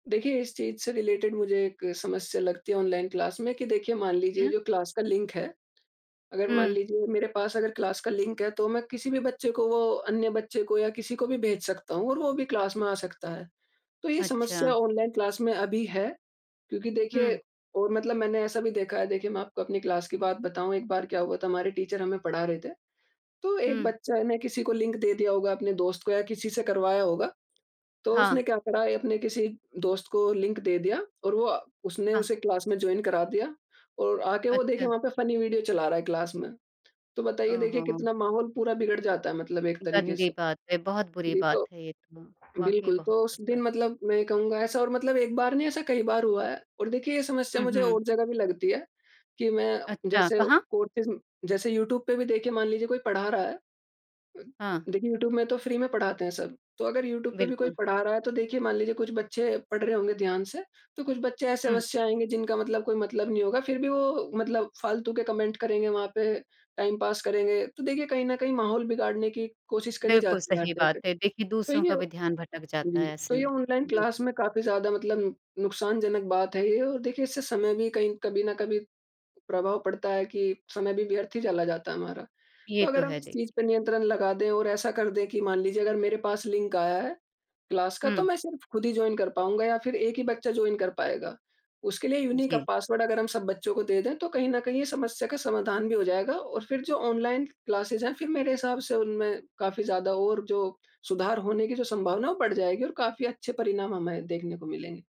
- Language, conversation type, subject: Hindi, podcast, ऑनलाइन कक्षाओं में पढ़ाई का आपका अनुभव कैसा रहा?
- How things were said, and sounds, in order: in English: "रिलेटेड"; in English: "क्लास"; in English: "क्लास"; in English: "क्लास"; in English: "क्लास"; in English: "क्लास"; in English: "क्लास"; in English: "टीचर"; in English: "क्लास"; in English: "जॉइन"; in English: "फनी"; in English: "क्लास"; tapping; in English: "कोर्सेस"; other background noise; in English: "फ्री"; in English: "कमेंट"; in English: "टाइम पास"; in English: "क्लास"; in English: "क्लास"; in English: "जॉइन"; in English: "जॉइन"; in English: "यूनीक"; in English: "क्लासेस"